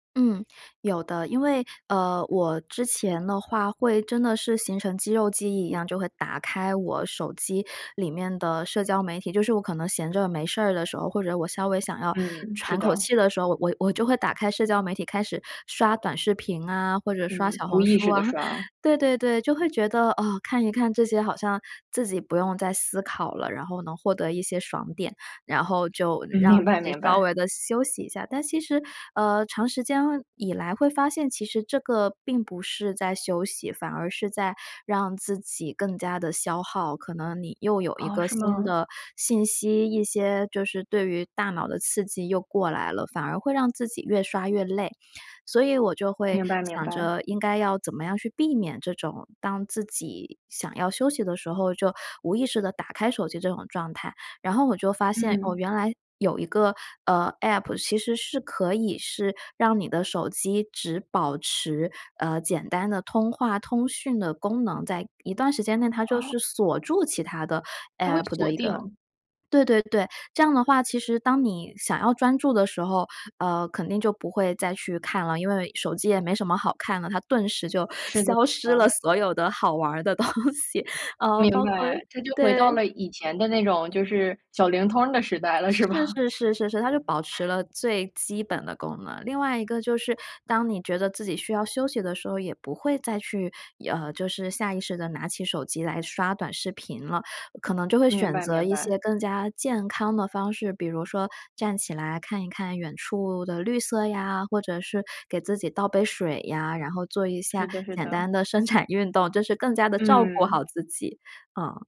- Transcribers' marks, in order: laughing while speaking: "明白 明白"; laughing while speaking: "消失了所有的好玩儿的东西"; other background noise; laughing while speaking: "伸展运动"
- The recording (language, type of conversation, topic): Chinese, podcast, 你有什么办法戒掉手机瘾、少看屏幕？